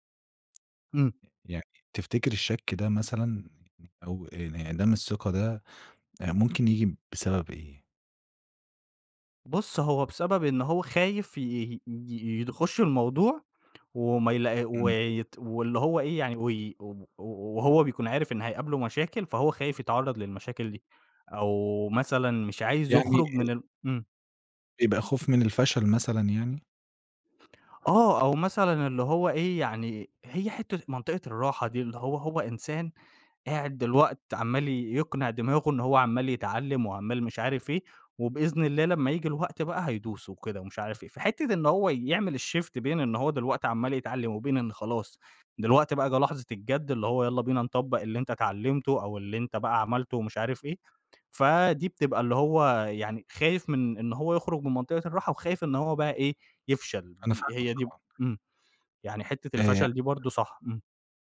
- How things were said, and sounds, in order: tapping; in English: "الشيفت"; unintelligible speech
- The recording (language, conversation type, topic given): Arabic, podcast, إزاي تتعامل مع المثالية الزيادة اللي بتعطّل الفلو؟